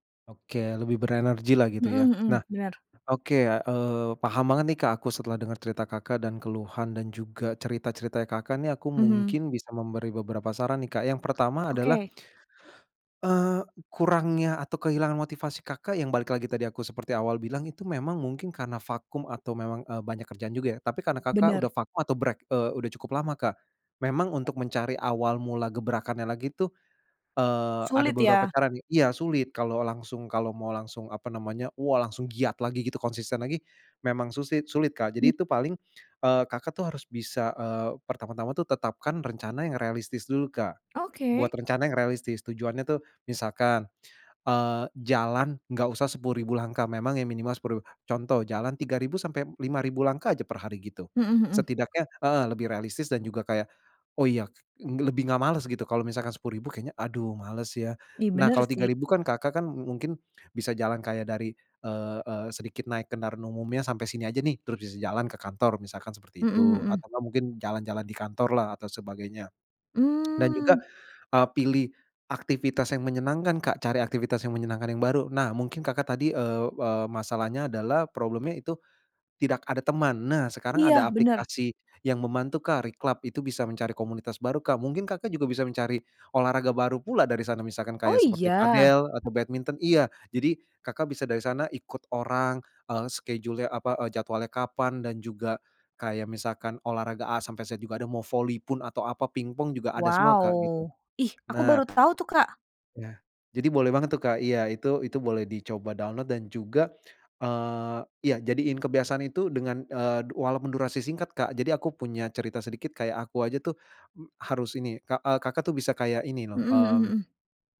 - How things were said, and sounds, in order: other background noise; in English: "break"; tapping; lip smack; in English: "schedule-nya"
- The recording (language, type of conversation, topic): Indonesian, advice, Bagaimana saya bisa kembali termotivasi untuk berolahraga meski saya tahu itu penting?